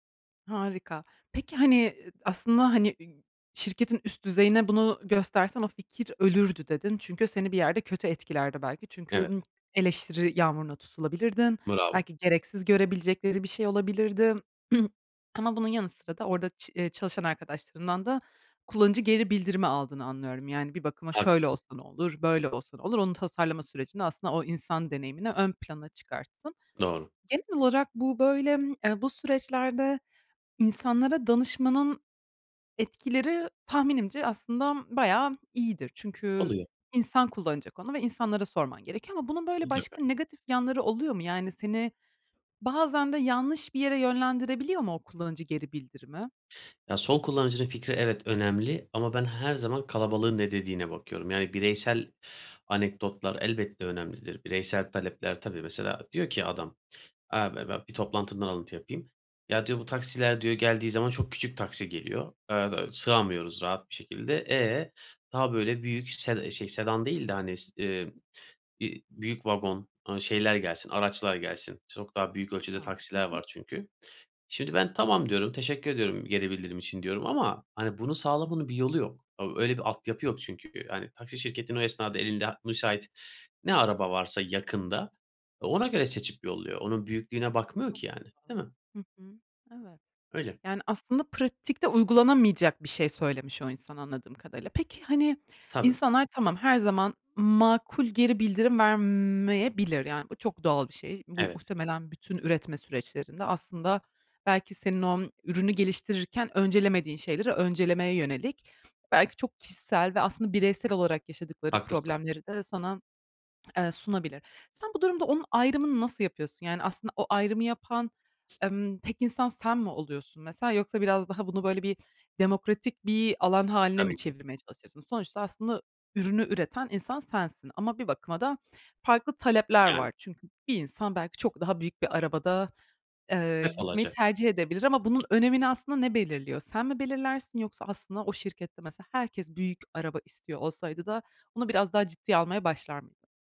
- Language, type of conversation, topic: Turkish, podcast, İlk fikrinle son ürün arasında neler değişir?
- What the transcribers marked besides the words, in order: other noise; throat clearing; other background noise